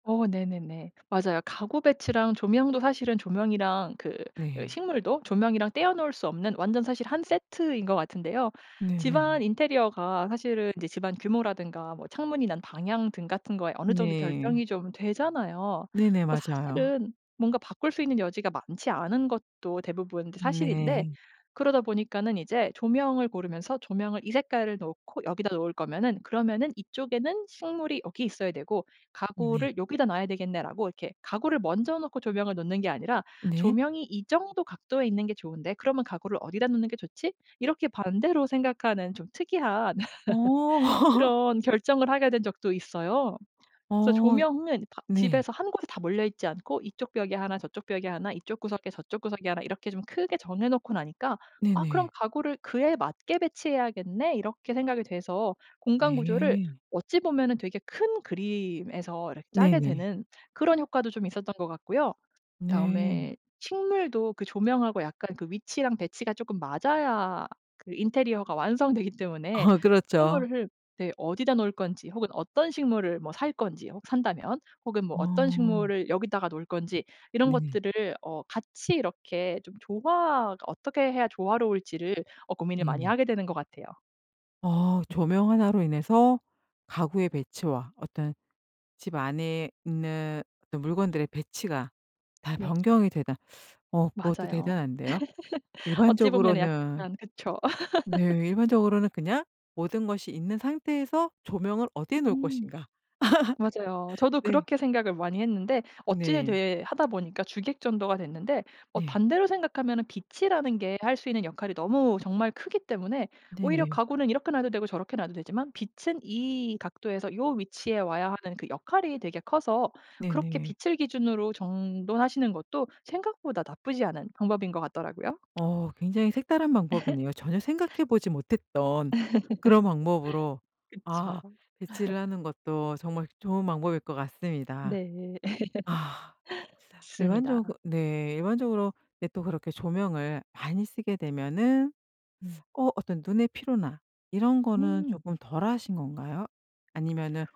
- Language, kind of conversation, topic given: Korean, podcast, 집안 조명을 고를 때 가장 중요하게 고려하시는 기준은 무엇인가요?
- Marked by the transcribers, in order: other background noise; laugh; tapping; laugh; laugh; laugh; laugh; laugh; laugh; laugh; teeth sucking; teeth sucking